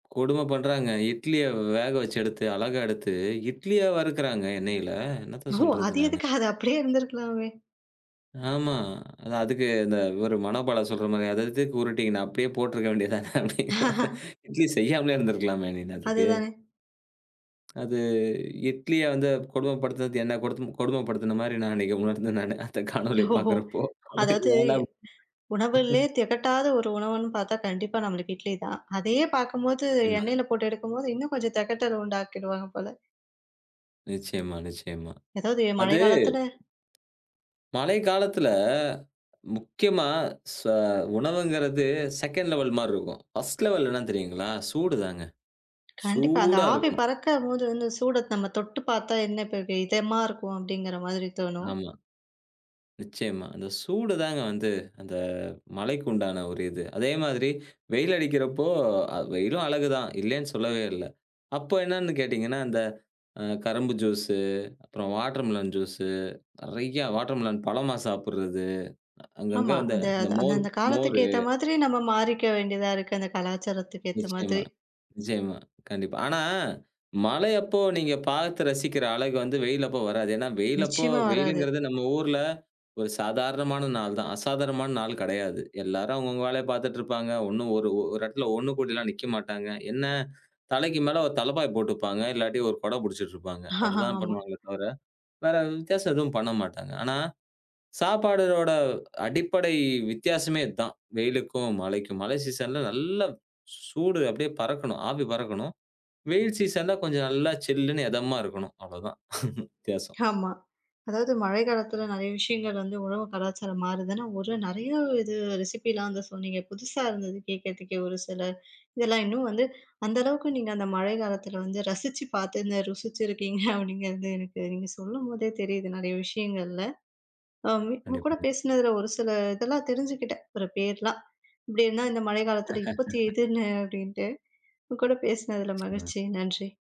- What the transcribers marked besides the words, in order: disgusted: "என்னத்த சொல்றது நானு!"; laughing while speaking: "தானே! அப்டிங்குற மாரி இட்லி செய்யாமலே இருந்திருக்கலாமே! நீனு அதுக்கு"; laugh; "படுதுன்னது" said as "கொடுத்துன்"; laughing while speaking: "உணர்ந்தேன் நானு, அந்த காணொளிய பாக்கிறப்போ, ஏன்டா"; laughing while speaking: "ஓ!"; unintelligible speech; other background noise; in English: "செகண்ட் லெவல்"; in English: "ஃபர்ஸ்ட் லெவல்"; in English: "வாட்டர்மெலன் ஜூஸு"; in English: "வாட்டர்மெலன்"; laughing while speaking: "ஆமா"; "சாப்பாடோட" said as "சாப்பாடு ரோட"; laugh; laughing while speaking: "ஆமா"; in English: "ரெசிப்பிலாம்"; laughing while speaking: "ருசிச்சிருக்கீங்க அப்படிங்கிறது"; laugh; laughing while speaking: "இதுன்னு அப்படின்ட்டு"
- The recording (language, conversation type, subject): Tamil, podcast, மழைக்காலம் வந்தால் நமது உணவுக் கலாச்சாரம் மாறுகிறது என்று உங்களுக்குத் தோன்றுகிறதா?